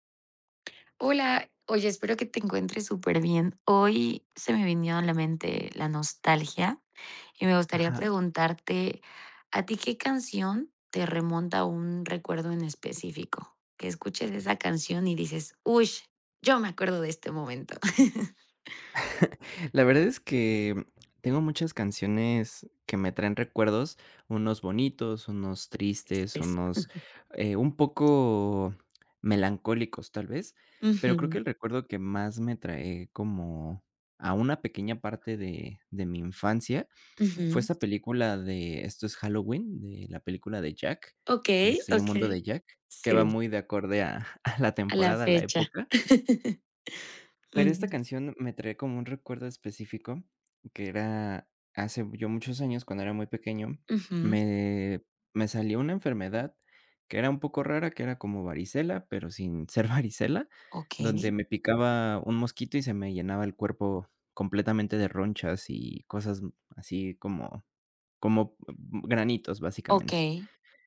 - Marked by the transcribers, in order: chuckle; unintelligible speech; chuckle; other background noise; laughing while speaking: "a"; laugh; laughing while speaking: "ser"; other noise
- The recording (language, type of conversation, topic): Spanish, podcast, ¿Qué canción te transporta a un recuerdo específico?
- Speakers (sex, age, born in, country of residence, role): female, 30-34, Mexico, Mexico, host; male, 20-24, Mexico, Mexico, guest